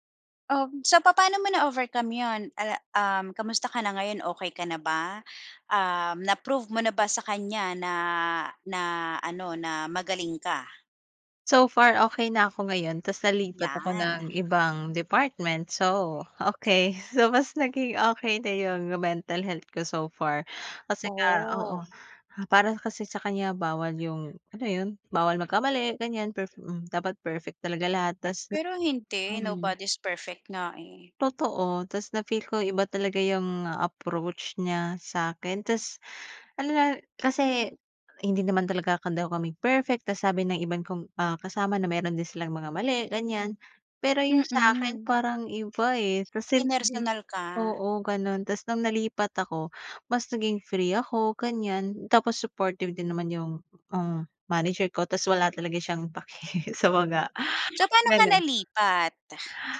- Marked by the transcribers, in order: other background noise; laughing while speaking: "pake sa mga ganun"
- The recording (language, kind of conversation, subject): Filipino, podcast, Ano ang pinakamahalagang aral na natutunan mo sa buhay?